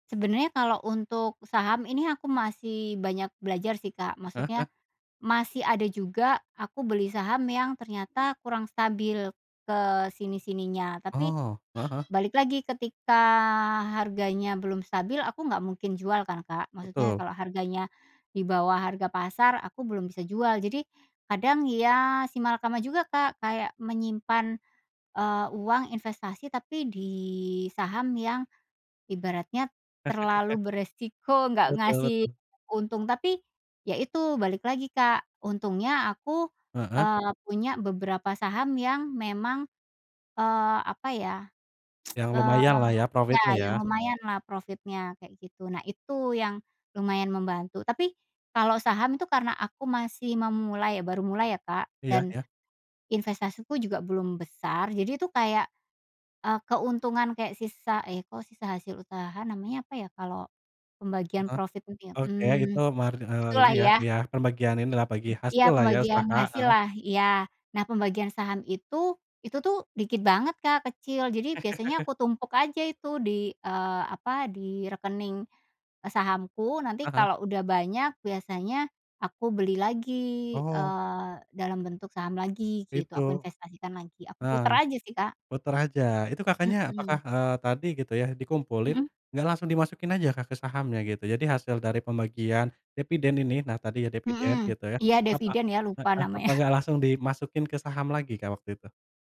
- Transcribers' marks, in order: other background noise; chuckle; tsk; tapping; chuckle; chuckle
- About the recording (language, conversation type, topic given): Indonesian, podcast, Apa pengalaman berinvestasi waktu atau usaha yang hasilnya awet?